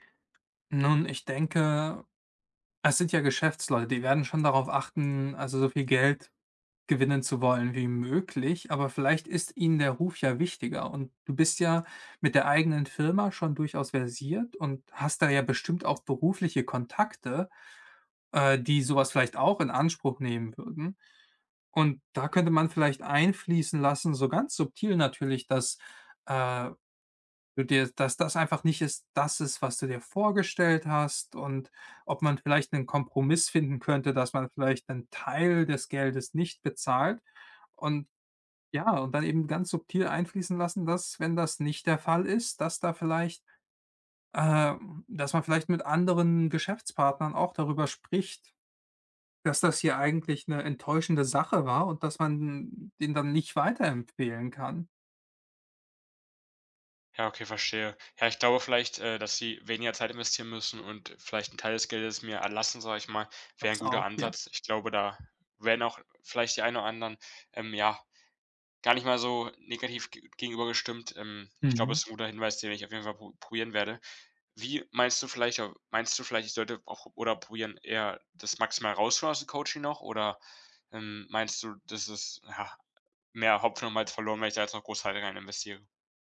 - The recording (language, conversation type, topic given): German, advice, Wie kann ich einen Mentor finden und ihn um Unterstützung bei Karrierefragen bitten?
- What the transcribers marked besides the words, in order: none